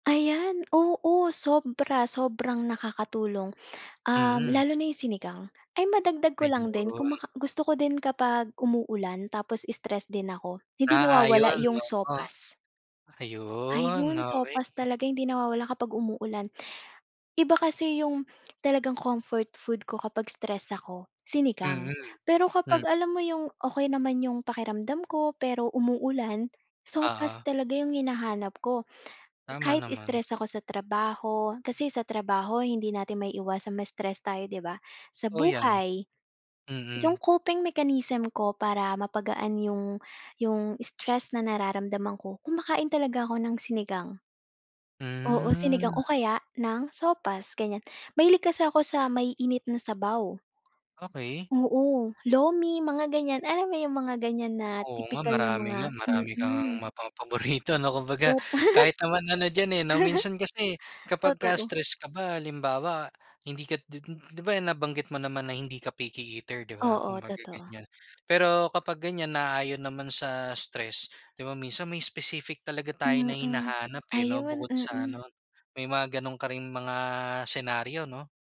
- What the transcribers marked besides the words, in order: other background noise; drawn out: "Hmm"; tapping; snort; laugh
- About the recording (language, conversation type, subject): Filipino, podcast, Ano ang paborito mong pagkaing pampagaan ng loob, at bakit?